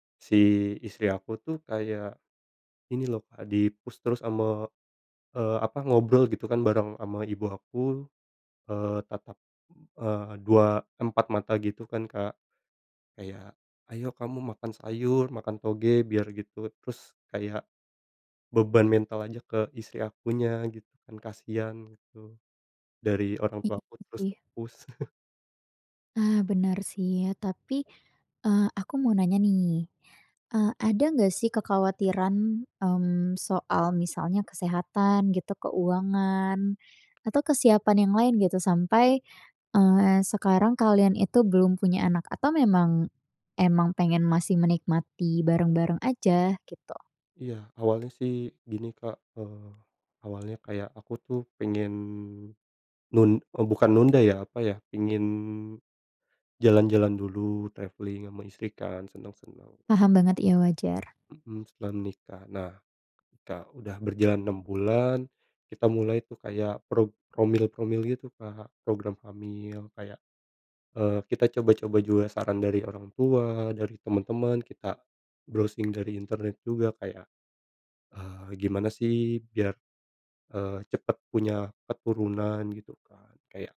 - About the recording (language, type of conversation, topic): Indonesian, advice, Apakah Anda diharapkan segera punya anak setelah menikah?
- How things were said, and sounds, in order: in English: "di-push"; in English: "nge-push"; chuckle; tapping; in English: "traveling"; in English: "browsing"